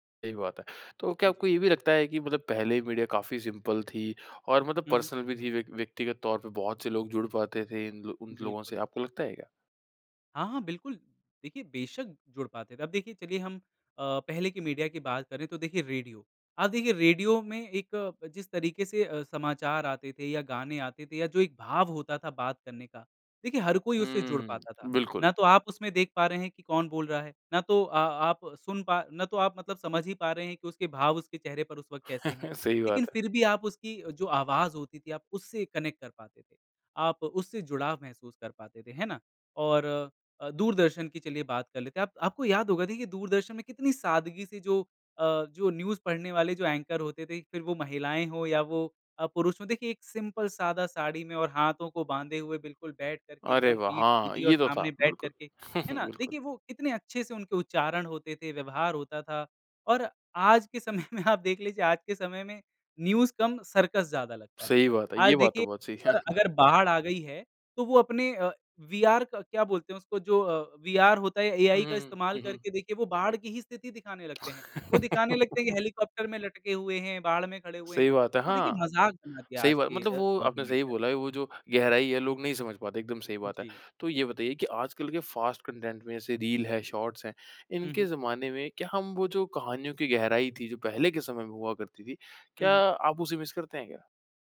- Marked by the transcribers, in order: tapping; in English: "सिंपल"; in English: "पर्सनल"; chuckle; in English: "कनेक्ट"; in English: "न्यूज़"; in English: "एंकर"; in English: "सिंपल"; chuckle; laughing while speaking: "समय में आप देख लीजिए"; in English: "न्यूज़"; chuckle; in English: "वीआर"; in English: "वीआर"; laugh; unintelligible speech; in English: "फ़ास्ट कंटेंट"; in English: "शॉर्ट्स"; in English: "मिस"
- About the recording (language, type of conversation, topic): Hindi, podcast, तुम्हारे मुताबिक़ पुराने मीडिया की कौन-सी बात की कमी आज महसूस होती है?